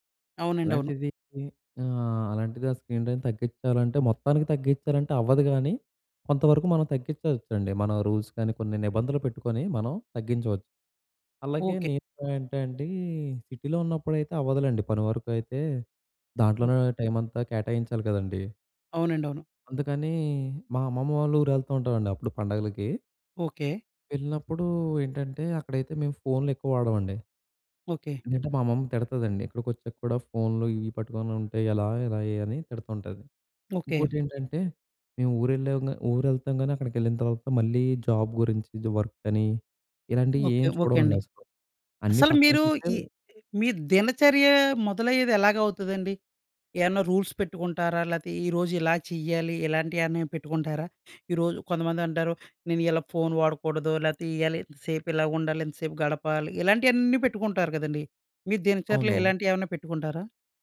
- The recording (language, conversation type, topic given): Telugu, podcast, స్క్రీన్ టైమ్‌కు కుటుంబ రూల్స్ ఎలా పెట్టాలి?
- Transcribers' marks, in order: in English: "స్క్రీన్ టైం"; in English: "రూల్స్"; in English: "సిటీలో"; in English: "జాబ్"; in English: "వర్క్"; in English: "రూల్స్"; tapping